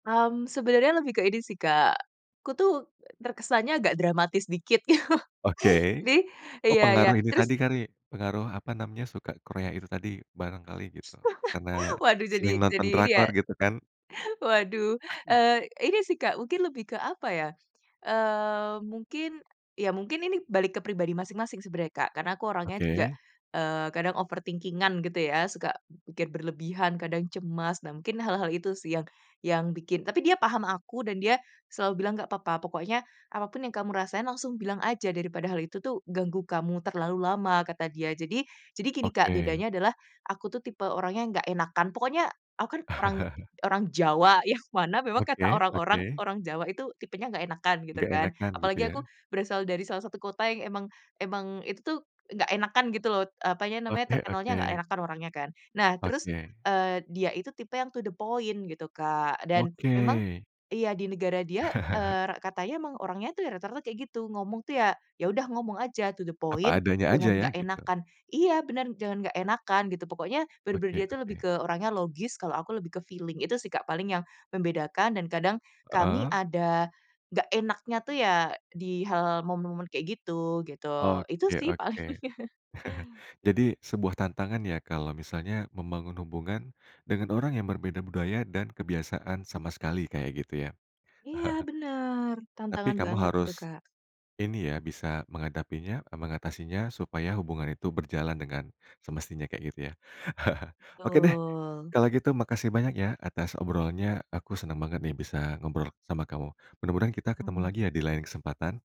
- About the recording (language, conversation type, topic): Indonesian, podcast, Pernah ketemu orang asing yang jadi teman jalan sampai sekarang?
- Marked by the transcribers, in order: laugh; laugh; chuckle; in English: "overthinking-an"; chuckle; in English: "to the point"; chuckle; in English: "to the point"; in English: "feeling"; chuckle; laughing while speaking: "paling"; chuckle; chuckle; tapping; chuckle